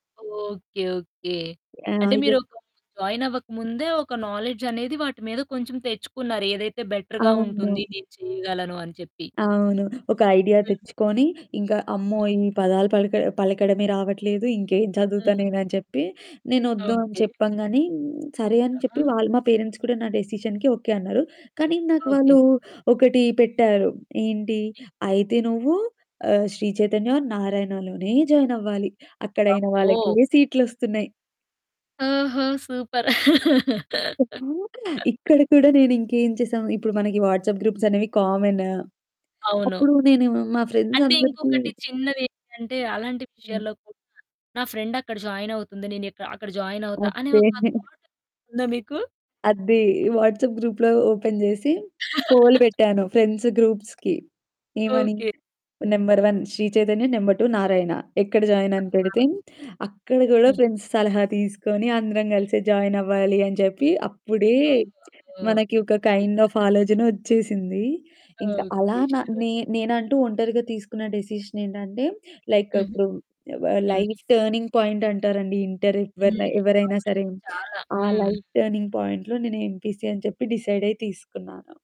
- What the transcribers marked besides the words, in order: other background noise; distorted speech; in English: "నాలెడ్జ్"; in English: "బెటర్‌గా"; in English: "ఐడియా"; static; in English: "పేరెంట్స్"; in English: "డెసిషన్‌కి"; in English: "ఆర్"; in English: "జాయిన్"; in English: "సూపర్!"; laugh; in English: "వాట్సాప్ గ్రూప్స్"; in English: "కామన్"; in English: "ఫ్రెండ్స్"; chuckle; in English: "వాట్సాప్ గ్రూప్‌లో ఓపెన్"; in English: "థాట్"; lip smack; in English: "పోల్"; in English: "ఫ్రెండ్స్ గ్రూప్స్‌కి"; laugh; in English: "నెంబర్ వన్"; in English: "నెంబర్ టూ"; in English: "జాయిన్?"; in English: "ఫ్రెండ్స్"; in English: "జాయిన్"; lip smack; in English: "కైండ్ ఆఫ్"; in English: "సూపర్!"; in English: "ష్యూర్"; in English: "డెసిషన్"; in English: "లైక్"; in English: "లైఫ్ టర్నింగ్ పాయింట్"; in English: "ఎంపీసీ"; in English: "లైఫ్ టర్నింగ్ పాయింట్‌లో"; in English: "ఎంపీసీ"
- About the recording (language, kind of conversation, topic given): Telugu, podcast, సాధారణంగా మీరు నిర్ణయం తీసుకునే ముందు స్నేహితుల సలహా తీసుకుంటారా, లేక ఒంటరిగా నిర్ణయించుకుంటారా?